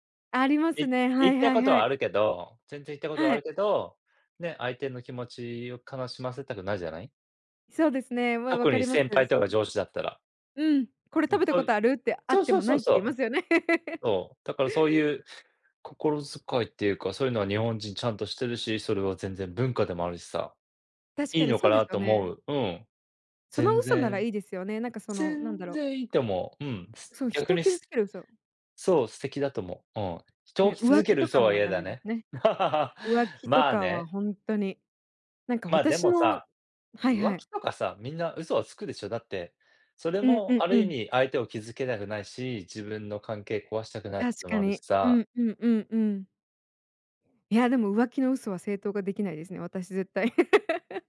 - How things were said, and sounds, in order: tapping; laugh; laugh; laugh
- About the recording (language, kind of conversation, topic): Japanese, unstructured, あなたは嘘をつくことを正当化できると思いますか？
- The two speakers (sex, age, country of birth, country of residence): female, 25-29, Japan, United States; male, 40-44, Japan, United States